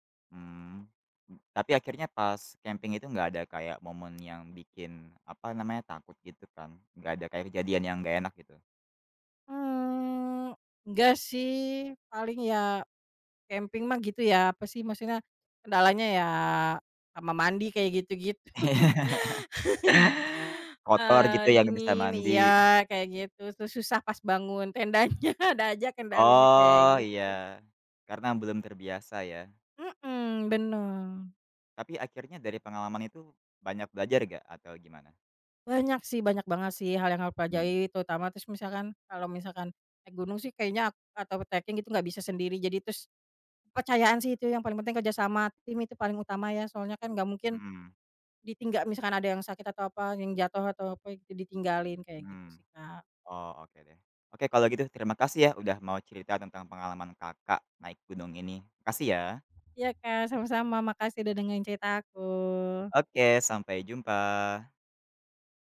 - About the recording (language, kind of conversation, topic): Indonesian, podcast, Bagaimana pengalaman pertama kamu saat mendaki gunung atau berjalan lintas alam?
- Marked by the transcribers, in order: drawn out: "Mmm"; laugh; laughing while speaking: "tendanya"; drawn out: "Oh"